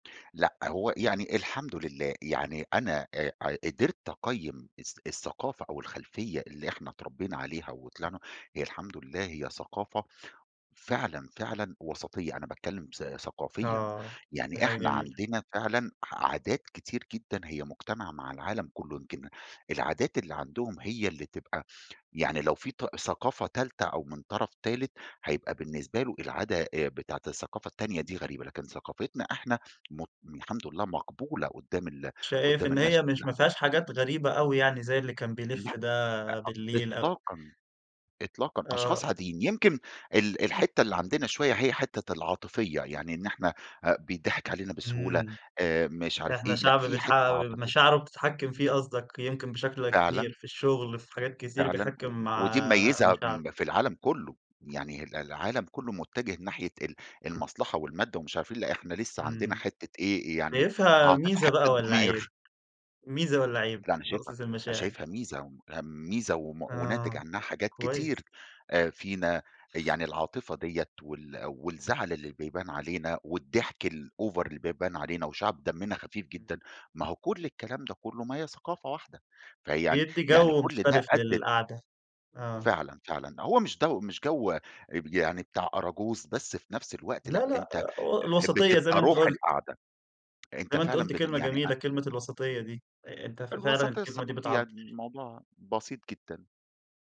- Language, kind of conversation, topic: Arabic, podcast, إزاي كوّنت صداقة مع حد من ثقافة مختلفة؟
- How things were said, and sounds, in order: tapping; unintelligible speech; in English: "الover"; "جَو" said as "دَو"